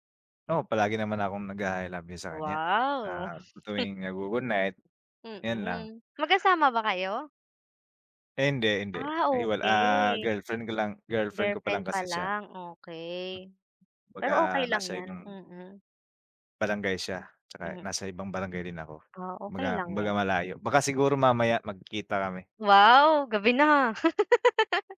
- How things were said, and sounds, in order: drawn out: "Wow"; chuckle; laugh
- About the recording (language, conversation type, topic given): Filipino, unstructured, Ano ang mga simpleng paraan para mapanatili ang saya sa relasyon?